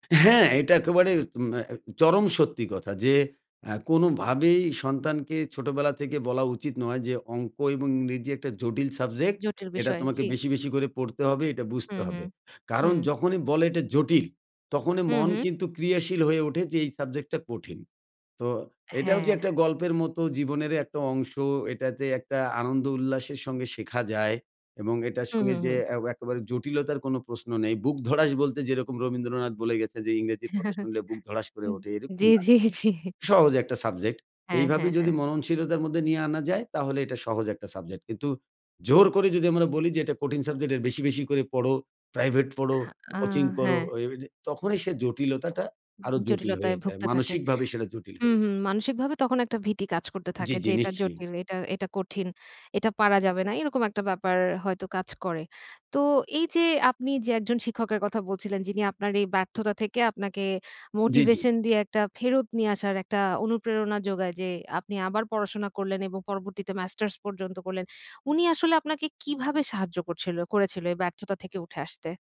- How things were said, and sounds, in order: "একেবারে" said as "একোবারে"; "প্রশ্ন" said as "পস্ন"; chuckle; laughing while speaking: "জি, জি, জি"
- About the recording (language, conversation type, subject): Bengali, podcast, ব্যর্থ হলে তুমি কীভাবে আবার ঘুরে দাঁড়াও?